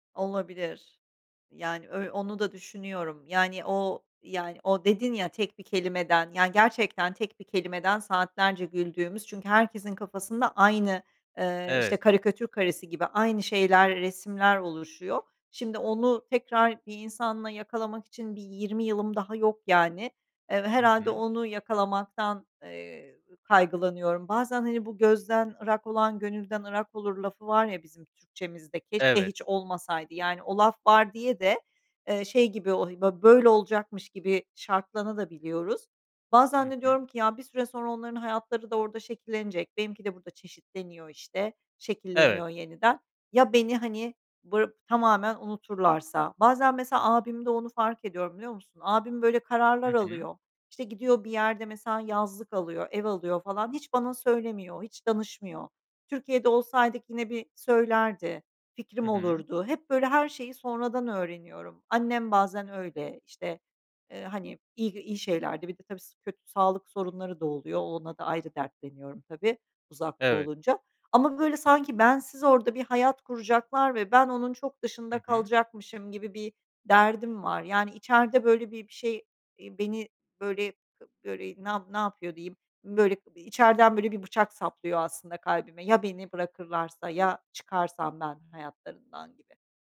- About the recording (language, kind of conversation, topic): Turkish, advice, Eski arkadaşlarınızı ve ailenizi geride bırakmanın yasını nasıl tutuyorsunuz?
- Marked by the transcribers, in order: none